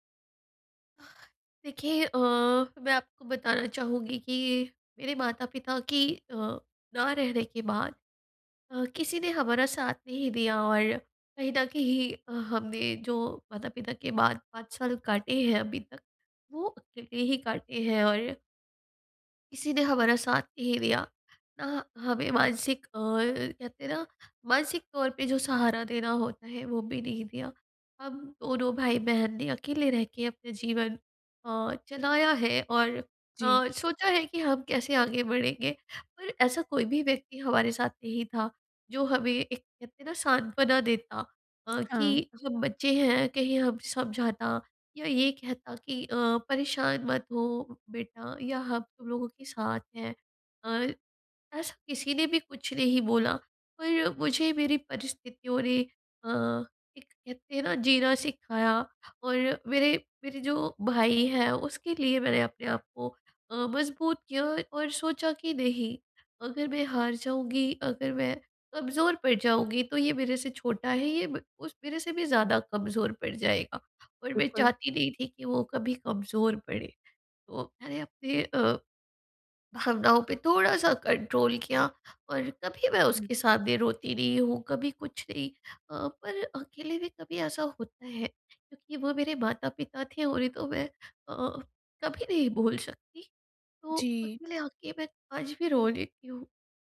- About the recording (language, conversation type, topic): Hindi, advice, भावनात्मक शोक को धीरे-धीरे कैसे संसाधित किया जाए?
- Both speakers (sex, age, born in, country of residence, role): female, 25-29, India, India, advisor; female, 35-39, India, India, user
- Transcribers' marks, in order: sad: "देखिए अ, मैं आपको बताना … काटे हैं और"; sad: "किसी ने हमारा साथ नहीं … रो लेती हूँ"; in English: "कंट्रोल"